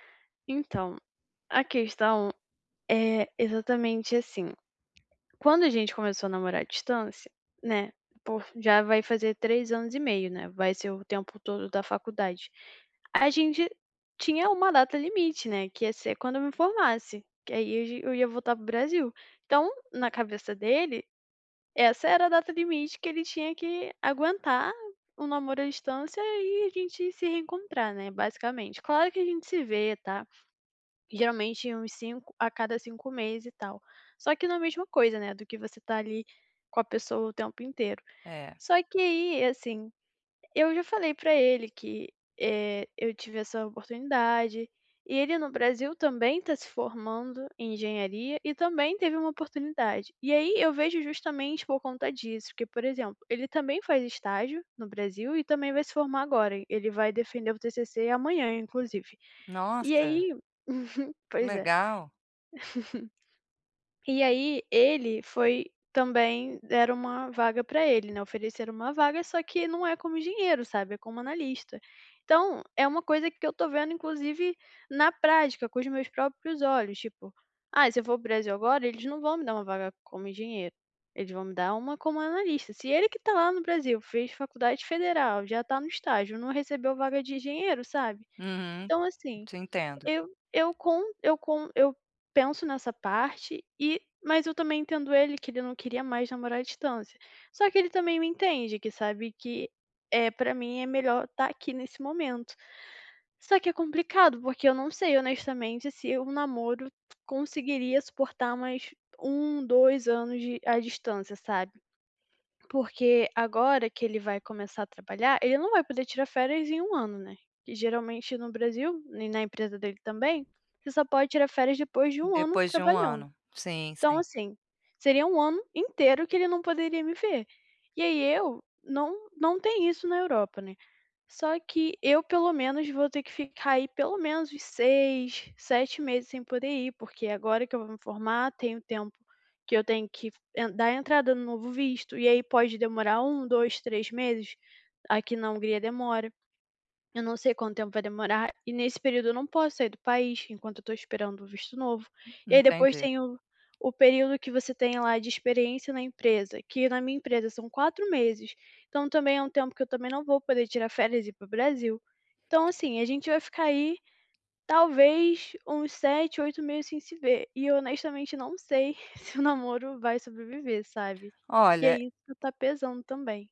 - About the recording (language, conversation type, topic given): Portuguese, advice, Como posso tomar uma decisão sobre o meu futuro com base em diferentes cenários e seus possíveis resultados?
- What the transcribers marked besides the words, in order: tapping; laughing while speaking: "Uhum"; laugh; other background noise; chuckle